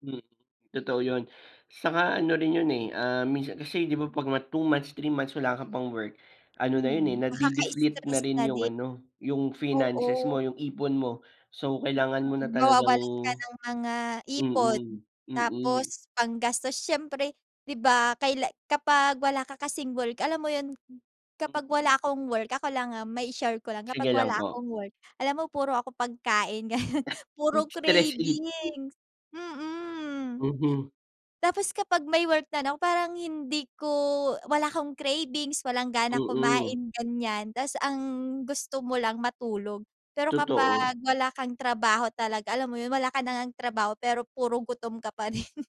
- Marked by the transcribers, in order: other noise; laughing while speaking: "ganun"; chuckle
- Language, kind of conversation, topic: Filipino, unstructured, Ano ang gagawin mo kung bigla kang mawalan ng trabaho bukas?